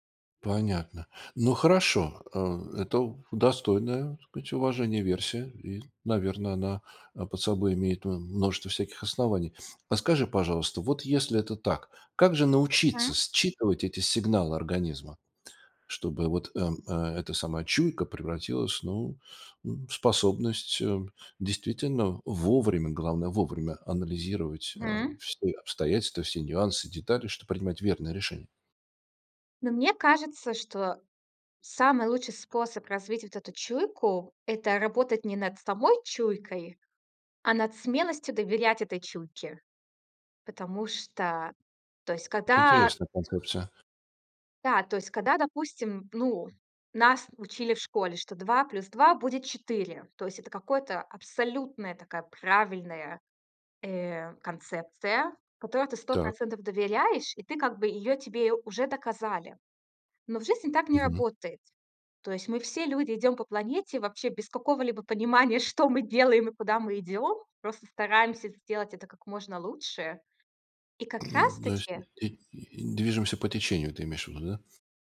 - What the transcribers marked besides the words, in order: stressed: "вовремя"
- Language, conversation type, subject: Russian, podcast, Как развить интуицию в повседневной жизни?